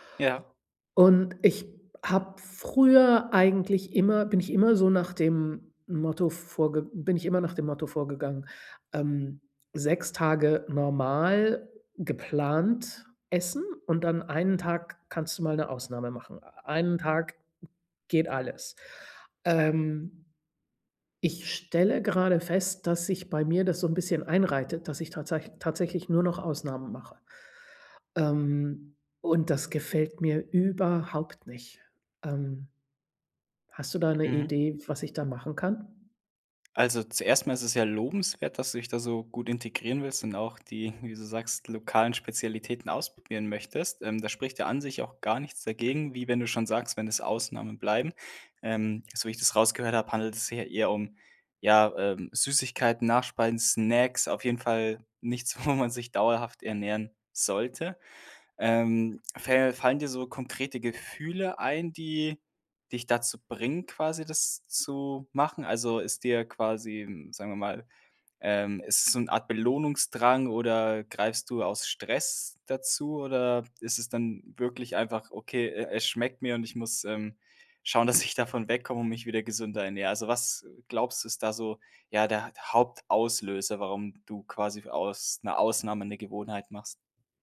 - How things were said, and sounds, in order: laughing while speaking: "wo"; laughing while speaking: "dass"
- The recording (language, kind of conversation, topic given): German, advice, Wie kann ich gesündere Essgewohnheiten beibehalten und nächtliches Snacken vermeiden?